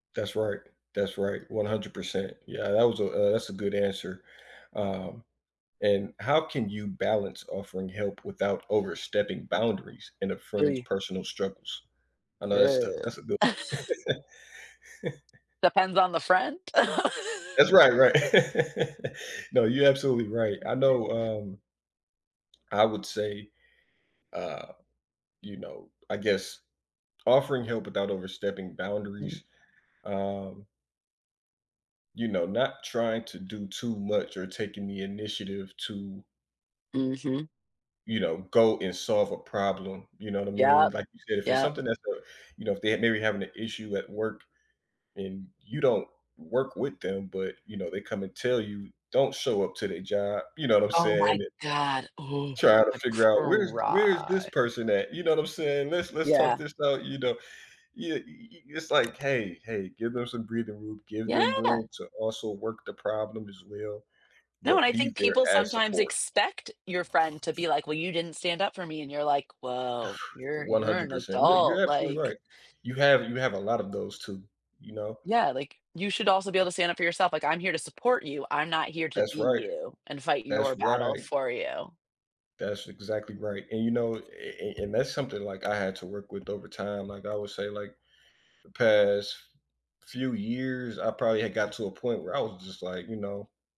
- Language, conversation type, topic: English, unstructured, What are some thoughtful ways to help a friend who is struggling emotionally?
- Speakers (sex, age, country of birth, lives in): female, 35-39, United States, United States; male, 30-34, United States, United States
- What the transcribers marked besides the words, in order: laugh; chuckle; laugh; other background noise; drawn out: "cry"; exhale; tapping; other noise